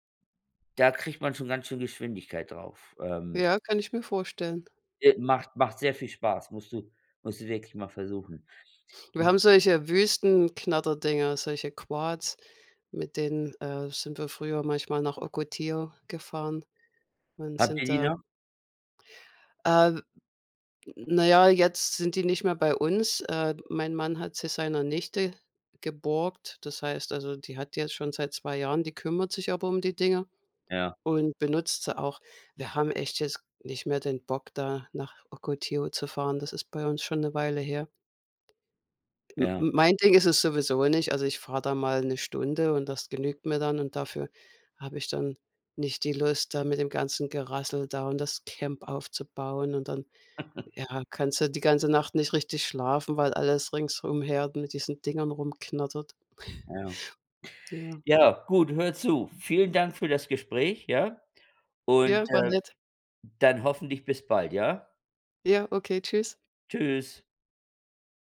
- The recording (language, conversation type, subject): German, unstructured, Was war das ungewöhnlichste Transportmittel, das du je benutzt hast?
- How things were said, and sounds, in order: laugh; chuckle